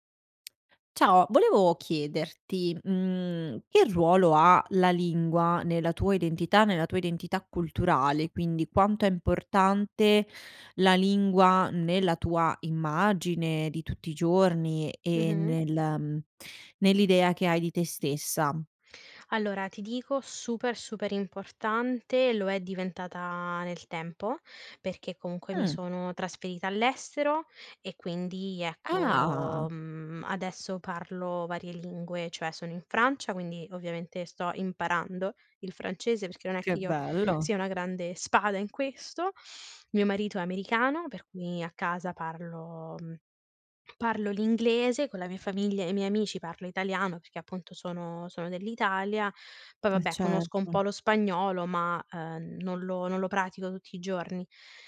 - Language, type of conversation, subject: Italian, podcast, Che ruolo ha la lingua nella tua identità?
- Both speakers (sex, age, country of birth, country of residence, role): female, 25-29, Italy, Italy, guest; female, 60-64, Brazil, Italy, host
- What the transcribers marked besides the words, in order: tapping; other background noise